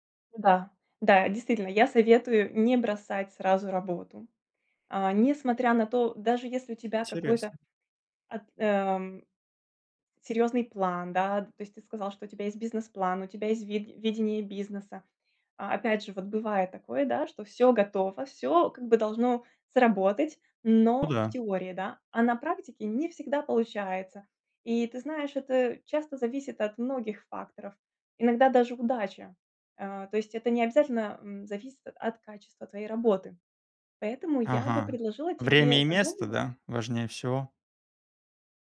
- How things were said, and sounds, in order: tapping
- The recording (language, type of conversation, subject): Russian, advice, Как понять, стоит ли сейчас менять карьерное направление?